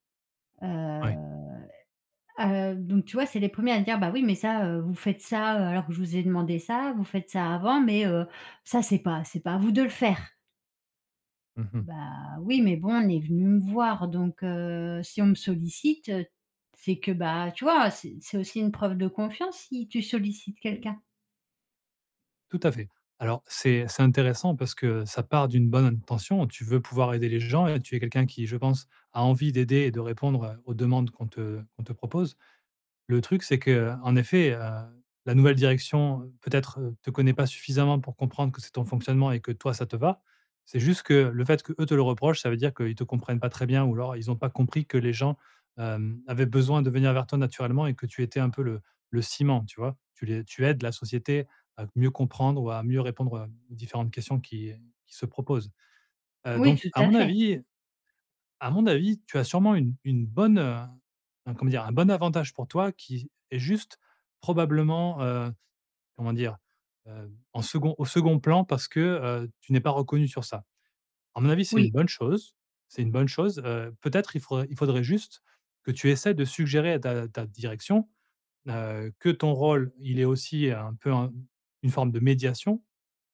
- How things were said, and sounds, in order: drawn out: "Heu"; stressed: "aides"; stressed: "avis"; stressed: "médiation"
- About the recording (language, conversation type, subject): French, advice, Comment puis-je refuser des demandes au travail sans avoir peur de déplaire ?